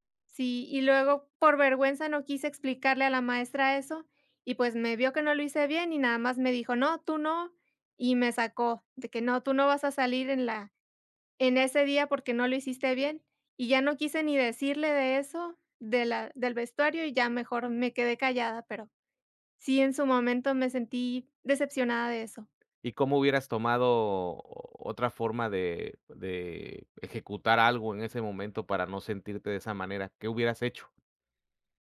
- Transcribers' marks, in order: none
- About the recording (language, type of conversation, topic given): Spanish, unstructured, ¿Alguna vez has sentido que la escuela te hizo sentir menos por tus errores?